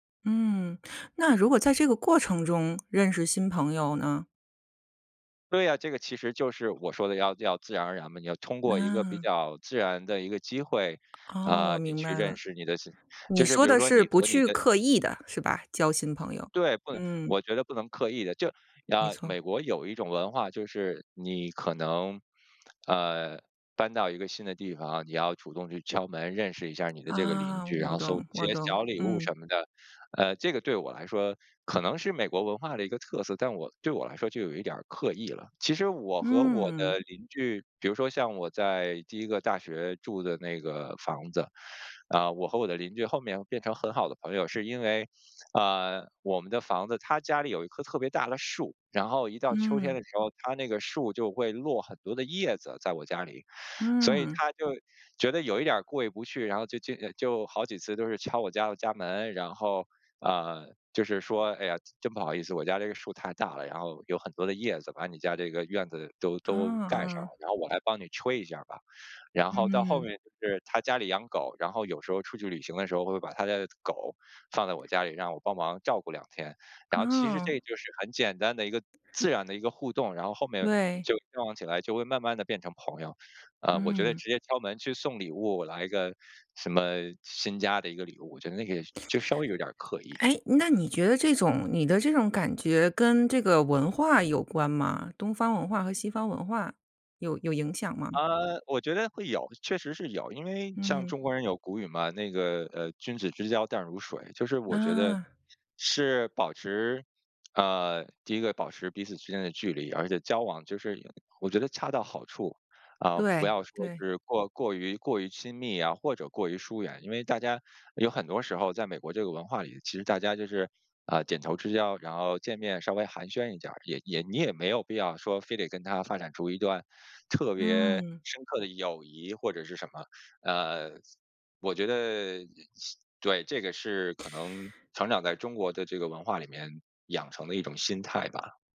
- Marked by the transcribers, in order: other background noise; other noise
- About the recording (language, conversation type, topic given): Chinese, podcast, 如何建立新的朋友圈？